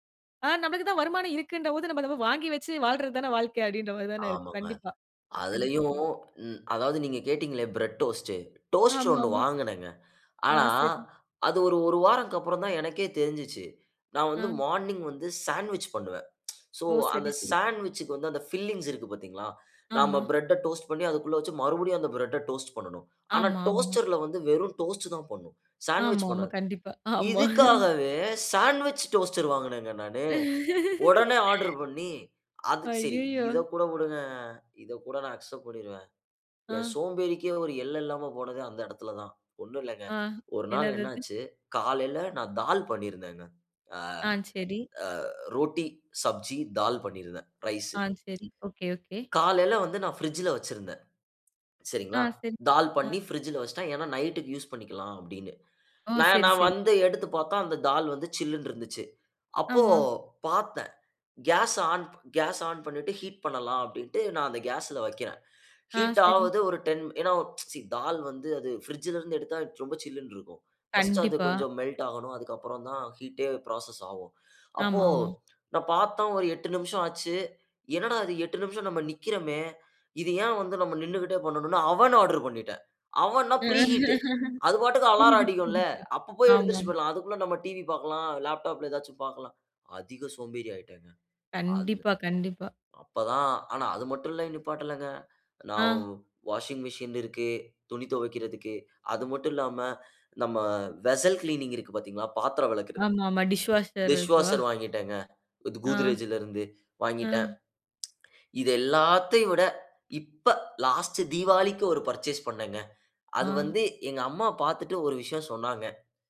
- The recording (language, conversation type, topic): Tamil, podcast, பணிகளை தானியங்கியாக்க எந்த சாதனங்கள் அதிகமாக பயனுள்ளதாக இருக்கின்றன என்று நீங்கள் நினைக்கிறீர்கள்?
- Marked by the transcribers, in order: in English: "டோஸ்ட், டோஸ்ட்ரு"; in English: "மார்னிங்"; other background noise; in English: "பில்லிங்ஸ்"; in English: "டோஸ்ட்"; in English: "டோஸ்ட்டு"; in English: "டோஸ்டர்‌ல்ல"; chuckle; laughing while speaking: "ஆமா"; in English: "டோஸ்ட்"; laugh; in English: "சாண்ட்விச் டோஸ்டர்"; in English: "அக்செப்ட்"; in English: "ஹீட்"; tsk; in English: "மெல்ட்"; in English: "ஹீட்‌டே ஃப்ராசஸ்"; chuckle; in English: "ஆர்டர்"; in English: "பிரீ ஹீட்"; in English: "பர்சேஸ்"